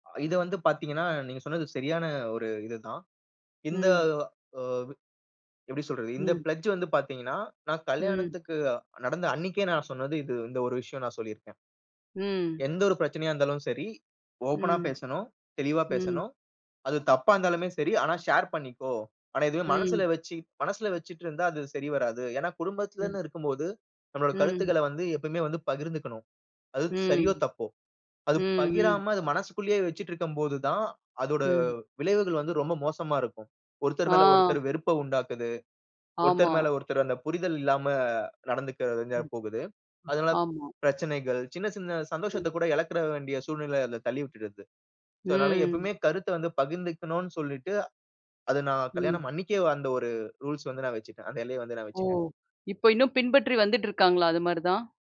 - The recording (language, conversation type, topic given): Tamil, podcast, குடும்பத்தில் எல்லைகளை அமைத்த அனுபவத்தை நீங்கள் எப்படி சமாளித்தீர்கள்?
- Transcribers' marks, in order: in English: "பிளெட்ஜ்"; "வேண்டியதா" said as "வேண்டி"; other background noise